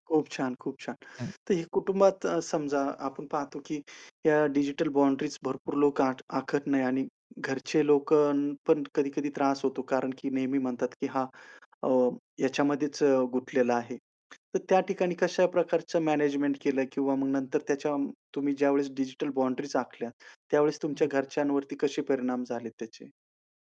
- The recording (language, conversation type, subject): Marathi, podcast, तुम्हाला तुमच्या डिजिटल वापराच्या सीमा कशा ठरवायला आवडतात?
- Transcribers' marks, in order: other background noise